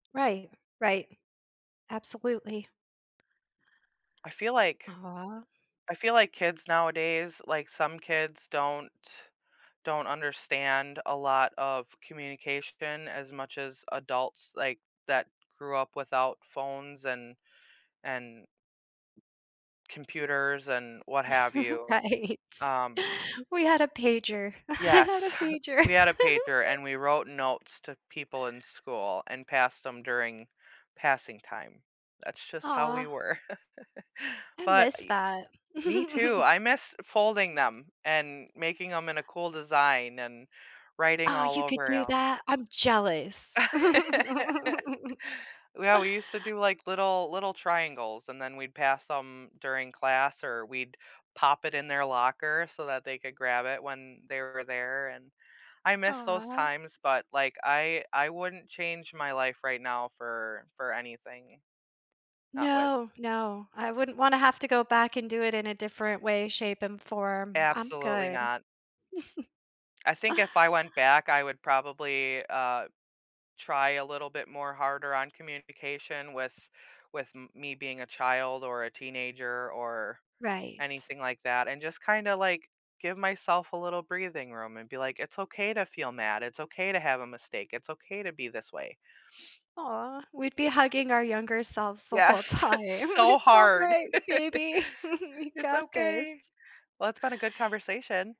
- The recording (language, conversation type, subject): English, unstructured, How have your views on family and connection changed as you’ve grown older?
- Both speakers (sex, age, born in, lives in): female, 35-39, United States, United States; female, 45-49, United States, United States
- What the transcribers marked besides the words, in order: chuckle; laughing while speaking: "Right"; laughing while speaking: "I had a pager"; chuckle; laugh; laugh; chuckle; other background noise; laugh; chuckle; chuckle; laughing while speaking: "time. It's alright, baby. We got this"; laugh